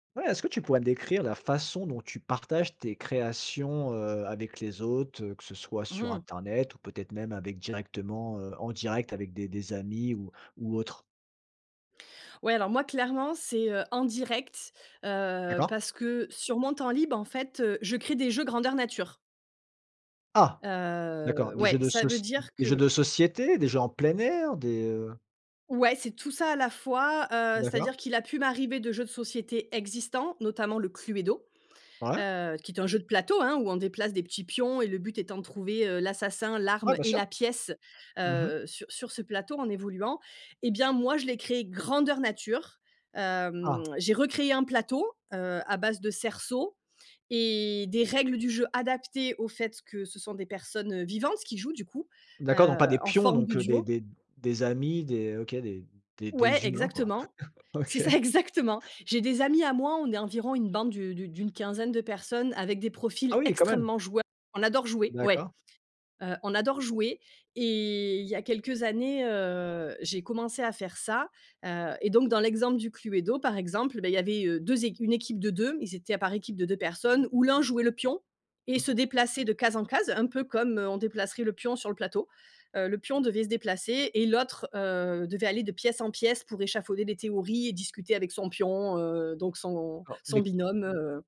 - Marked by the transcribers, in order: stressed: "Ah"; drawn out: "Heu"; stressed: "Cluedo"; stressed: "grandeur"; laughing while speaking: "exactement"; chuckle; stressed: "extrêmement"; other background noise
- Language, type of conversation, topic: French, podcast, Comment partages-tu tes créations avec les autres ?